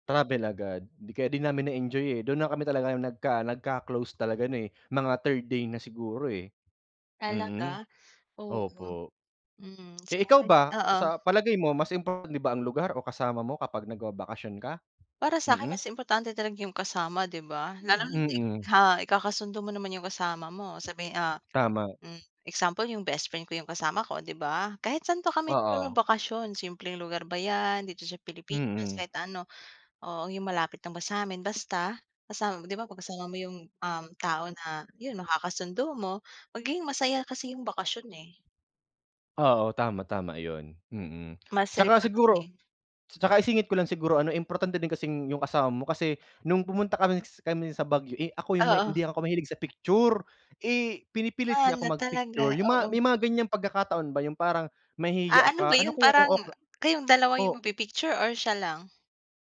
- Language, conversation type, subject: Filipino, unstructured, Anong uri ng lugar ang gusto mong puntahan kapag nagbabakasyon?
- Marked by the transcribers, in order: none